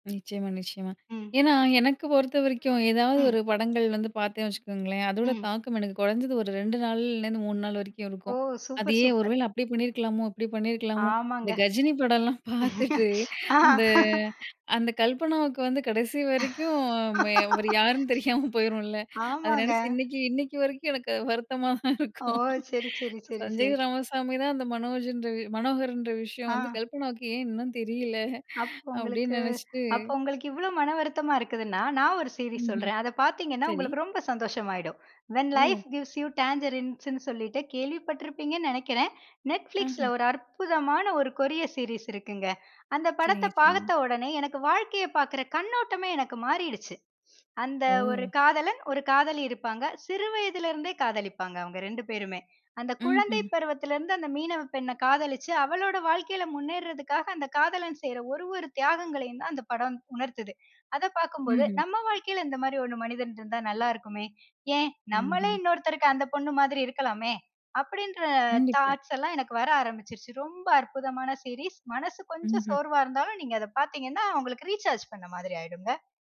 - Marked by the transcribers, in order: joyful: "ஓ! சூப்பர், சூப்பர்"; laughing while speaking: "இந்த கஜினி படம்லாம் பார்த்துட்டு அந்த … தெரியல? அப்டின்னு நினைச்சிட்டு"; laugh; other background noise; laugh; tapping; in English: "வென் லைஃப் கிவ்ஸ் யூ டாங்கரின்ஸ்ன்னு"; in English: "ரீசார்ஜ்"
- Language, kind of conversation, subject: Tamil, podcast, ஒரு படம் உங்களை முழுமையாக ஆட்கொண்டு, சில நேரம் உண்மையிலிருந்து தப்பிக்கச் செய்ய வேண்டுமென்றால் அது எப்படி இருக்க வேண்டும்?